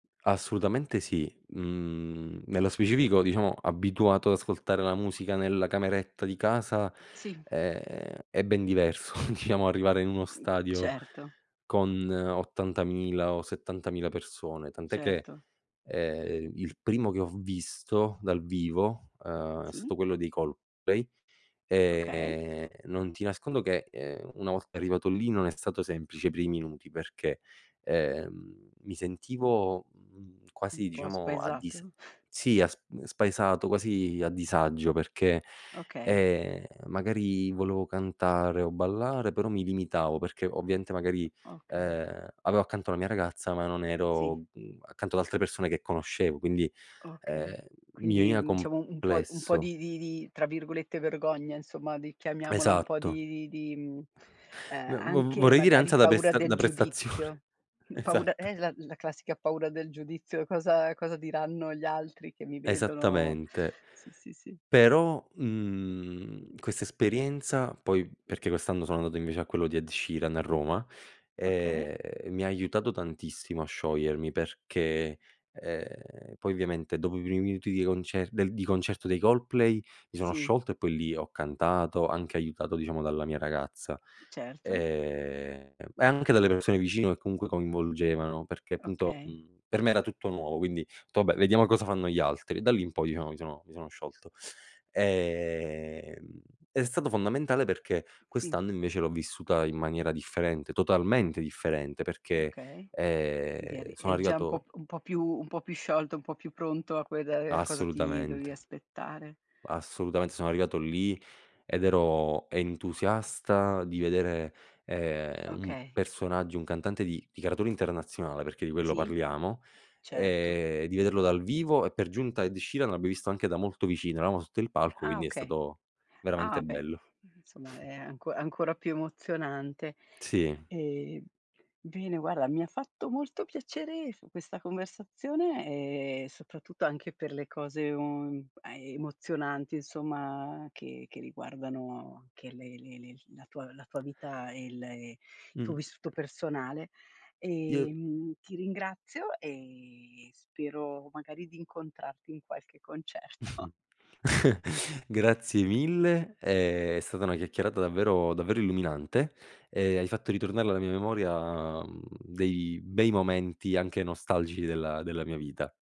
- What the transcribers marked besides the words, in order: chuckle; chuckle; laughing while speaking: "prestazione. Esatto"; other background noise; tapping; laughing while speaking: "concerto"; chuckle
- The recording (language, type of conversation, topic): Italian, podcast, Come sono cambiate le tue abitudini musicali nel tempo?